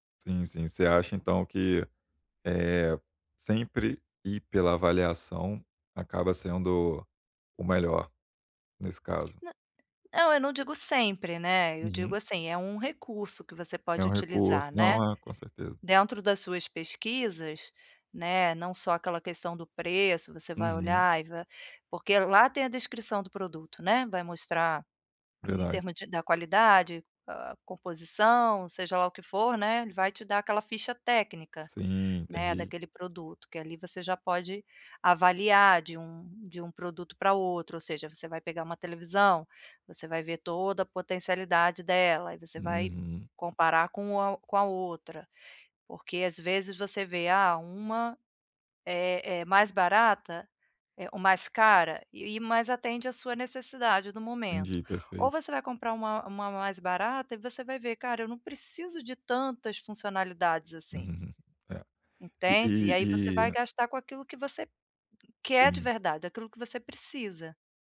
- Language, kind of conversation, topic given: Portuguese, advice, Como posso avaliar o valor real de um produto antes de comprá-lo?
- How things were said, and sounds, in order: tapping; other background noise